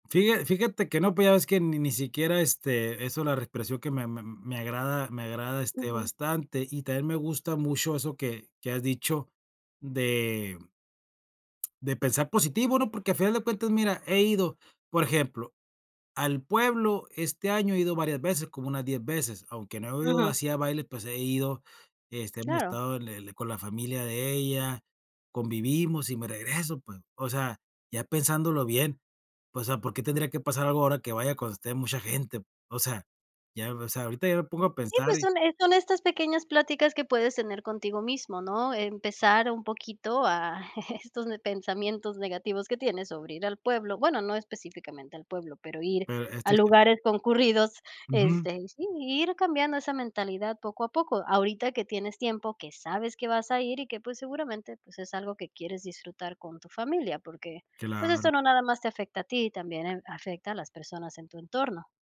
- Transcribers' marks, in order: tapping; chuckle
- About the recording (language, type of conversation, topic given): Spanish, advice, ¿Cómo puedo manejar la preocupación constante antes de eventos sociales?